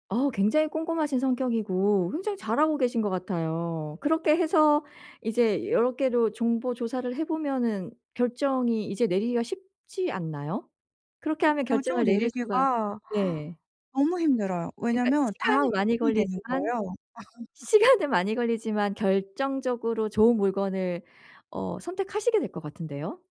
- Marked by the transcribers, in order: other background noise; laughing while speaking: "시간은"; laugh
- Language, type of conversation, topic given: Korean, advice, 쇼핑할 때 무엇을 살지 쉽게 결정하려면 어떻게 해야 하나요?